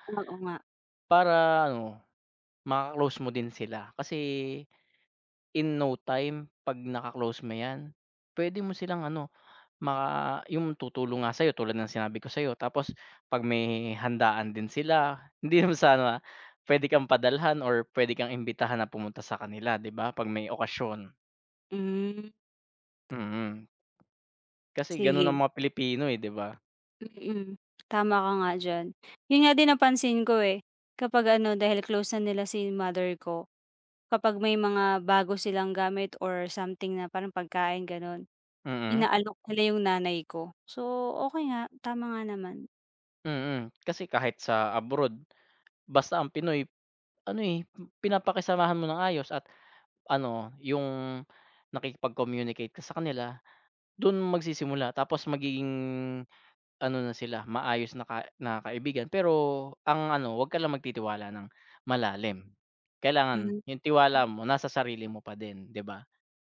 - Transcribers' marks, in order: other background noise; tapping; chuckle
- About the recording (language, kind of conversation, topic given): Filipino, advice, Paano ako makikipagkapwa nang maayos sa bagong kapitbahay kung magkaiba ang mga gawi namin?
- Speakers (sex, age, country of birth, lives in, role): female, 35-39, Philippines, Philippines, user; male, 30-34, Philippines, Philippines, advisor